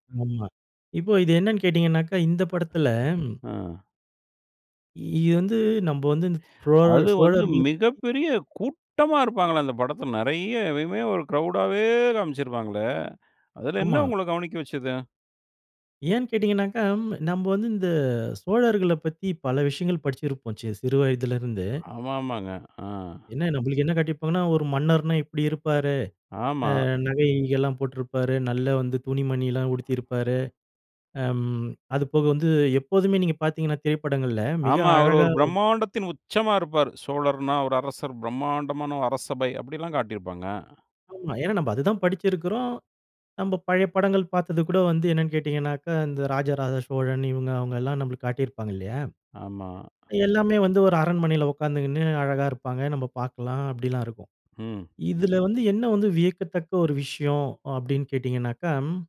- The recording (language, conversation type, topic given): Tamil, podcast, ஒரு திரைப்படம் உங்களின் கவனத்தை ஈர்த்ததற்கு காரணம் என்ன?
- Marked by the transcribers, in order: other background noise; surprised: "அது வந்து மிகப்பெரிய கூட்டமா இருப்பாங்களே"; "இதுவே" said as "இவே"; drawn out: "கிரவுடாவே"; drawn out: "இந்த"; other noise; surprised: "பிரம்மாண்டத்தின் உச்சமா இருப்பாரு, சோழர்ன்னா ஒரு அரசர், பிரம்மாண்டமான ஒரு அரசபை"